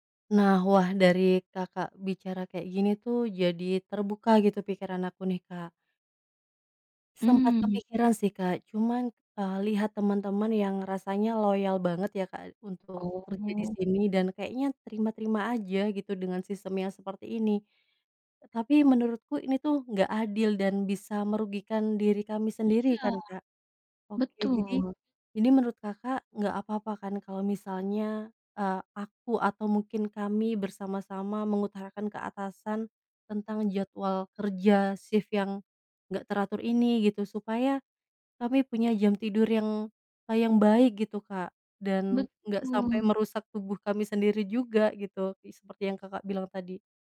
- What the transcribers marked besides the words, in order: none
- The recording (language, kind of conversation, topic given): Indonesian, advice, Bagaimana cara mengatasi jam tidur yang berantakan karena kerja shift atau jadwal yang sering berubah-ubah?
- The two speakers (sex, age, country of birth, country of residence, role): female, 25-29, Indonesia, Indonesia, user; female, 35-39, Indonesia, Indonesia, advisor